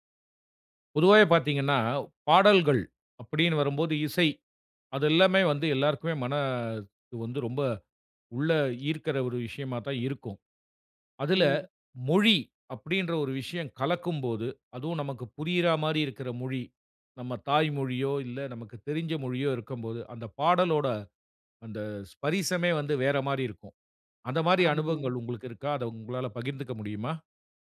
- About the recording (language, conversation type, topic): Tamil, podcast, மொழி உங்கள் பாடல்களை ரசிப்பதில் எந்த விதமாக பங்காற்றுகிறது?
- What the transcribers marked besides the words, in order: none